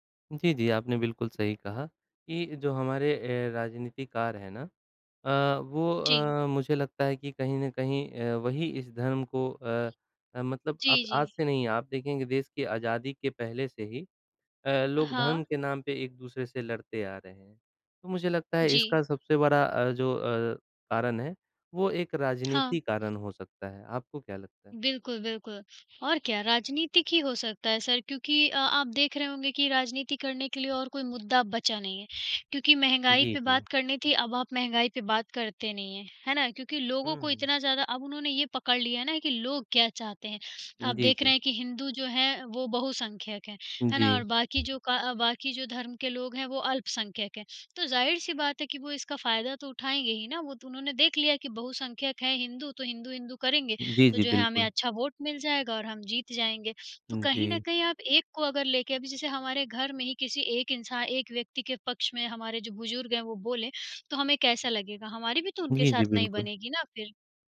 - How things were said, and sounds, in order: tapping; other background noise
- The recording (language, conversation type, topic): Hindi, unstructured, धर्म के नाम पर लोग क्यों लड़ते हैं?